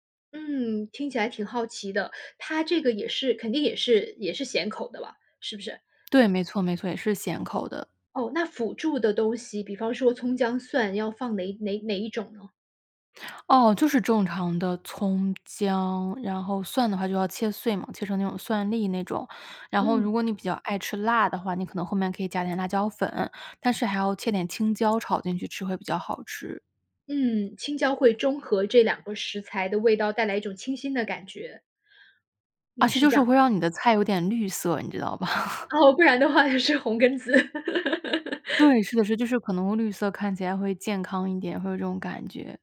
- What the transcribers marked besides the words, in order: chuckle; laughing while speaking: "哦，不然的话也是红根子"; laugh
- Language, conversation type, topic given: Chinese, podcast, 小时候哪道菜最能让你安心？